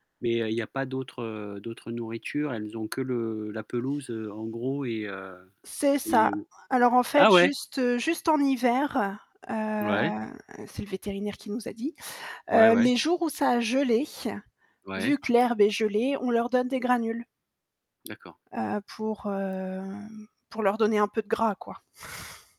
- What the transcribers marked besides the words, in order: static; tapping; chuckle
- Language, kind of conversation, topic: French, podcast, Comment peut-on sensibiliser les jeunes à la nature ?